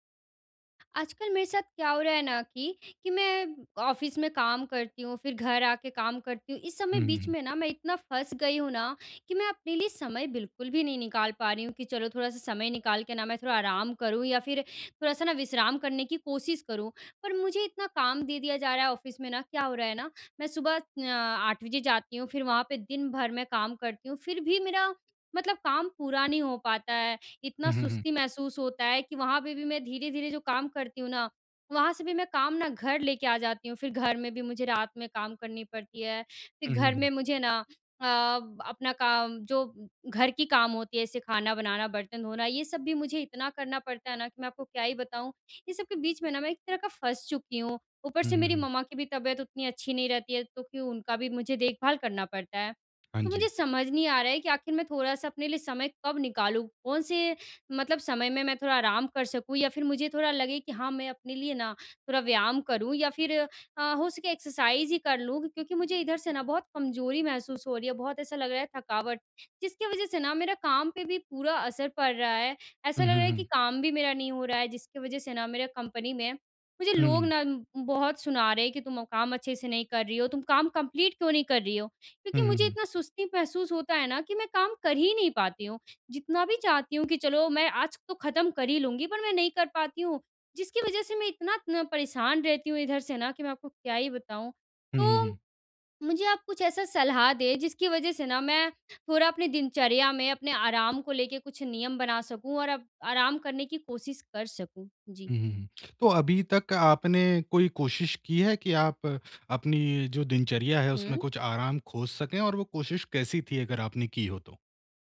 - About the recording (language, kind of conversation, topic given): Hindi, advice, मैं अपनी रोज़मर्रा की दिनचर्या में नियमित आराम और विश्राम कैसे जोड़ूँ?
- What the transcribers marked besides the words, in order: in English: "ऑफ़िस"; in English: "ऑफ़िस"; in English: "एक्सरसाइज़"; in English: "कंपनी"; in English: "कम्प्लीट"; tongue click